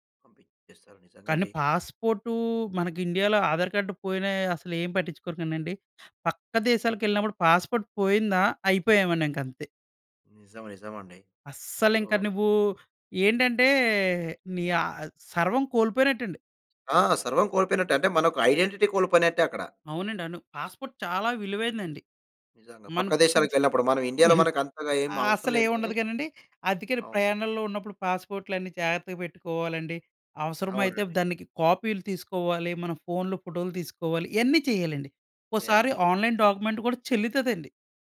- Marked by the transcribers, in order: in English: "ఆధార్ కార్డ్"; in English: "పాస్పోర్ట్"; stressed: "అస్సలింక"; in English: "సో"; in English: "ఐడెంటిటీ"; in English: "పాస్పోర్ట్"; cough; in English: "ఆన్లైన్ డాక్యుమెంట్"
- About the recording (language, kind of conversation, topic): Telugu, podcast, పాస్‌పోర్టు లేదా ఫోన్ కోల్పోవడం వల్ల మీ ప్రయాణం ఎలా మారింది?